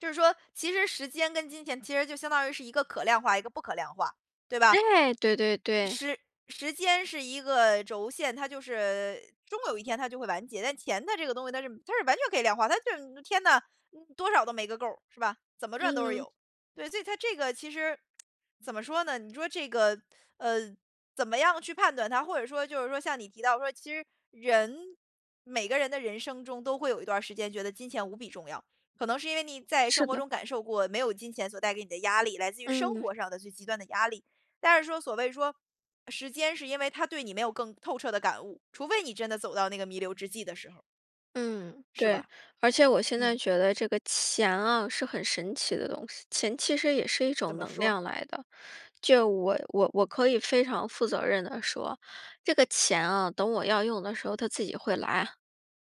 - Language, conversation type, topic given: Chinese, podcast, 钱和时间，哪个对你更重要？
- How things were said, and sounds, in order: lip smack